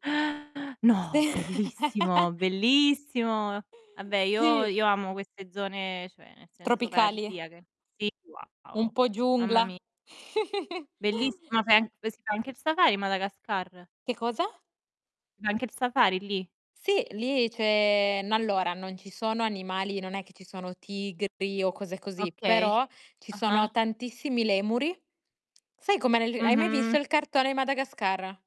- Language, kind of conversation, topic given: Italian, unstructured, Come cambia il tuo modo di vedere il mondo dopo un viaggio?
- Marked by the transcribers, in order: surprised: "Eh! No! Bellissimo!"; distorted speech; chuckle; chuckle; drawn out: "c'è"; other background noise